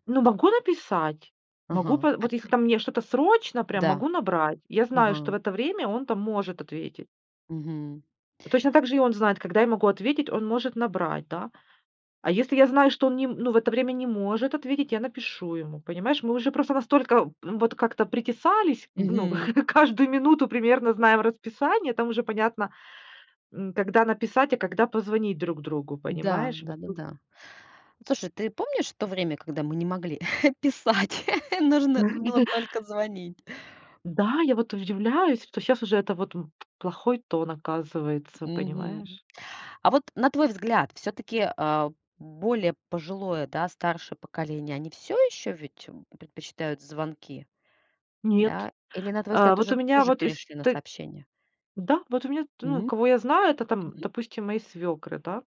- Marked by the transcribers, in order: tapping; chuckle; laughing while speaking: "писать?"; chuckle; other noise
- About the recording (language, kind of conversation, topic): Russian, podcast, Как вы выбираете между звонком и сообщением?